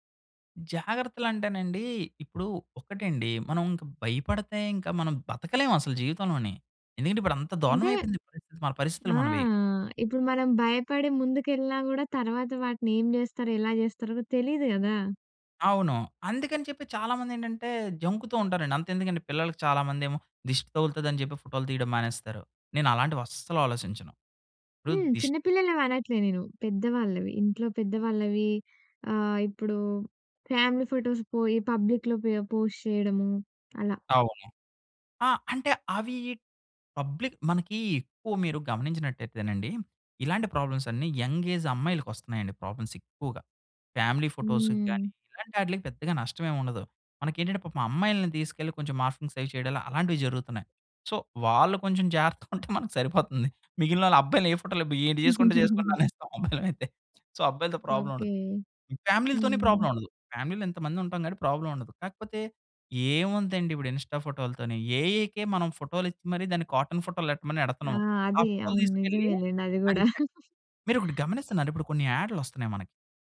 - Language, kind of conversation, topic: Telugu, podcast, ఫోటోలు పంచుకునేటప్పుడు మీ నిర్ణయం ఎలా తీసుకుంటారు?
- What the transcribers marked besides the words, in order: in English: "ఫ్యామిలీ ఫోటోస్"; in English: "పబ్లిక్‌లో"; in English: "పోస్ట్"; in English: "పబ్లిక్"; in English: "ప్రాబ్లమ్స్"; in English: "యంగ్ ఏజ్"; in English: "ప్రాబ్లమ్స్"; in English: "ఫ్యామిలీ ఫోటోస్"; in English: "మార్ఫింగ్స్"; in English: "సో"; chuckle; chuckle; in English: "సో"; in English: "ప్రాబ్లమ్"; in English: "ప్రాబ్లమ్"; in English: "ఫ్యామిలీలో"; in English: "ప్రాబ్లమ్"; in English: "ఇన్‌స్టా"; in English: "ఏఐకే"; in English: "కాటన్"; chuckle